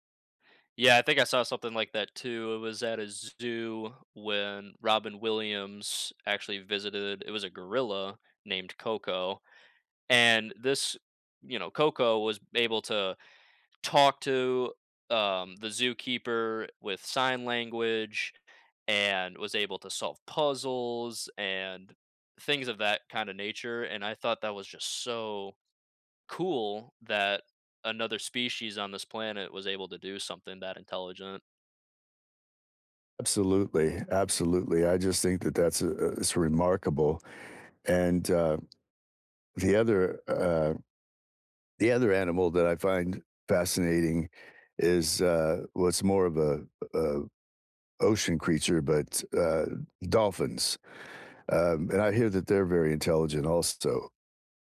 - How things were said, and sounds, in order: tapping
- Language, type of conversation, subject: English, unstructured, What makes pets such good companions?
- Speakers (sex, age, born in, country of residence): male, 20-24, United States, United States; male, 60-64, United States, United States